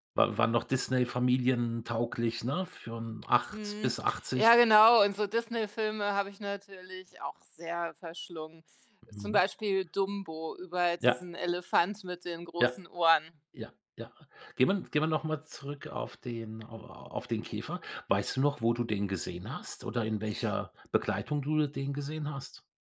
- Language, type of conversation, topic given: German, podcast, Welcher Film hat dich als Kind am meisten gefesselt?
- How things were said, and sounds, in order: other background noise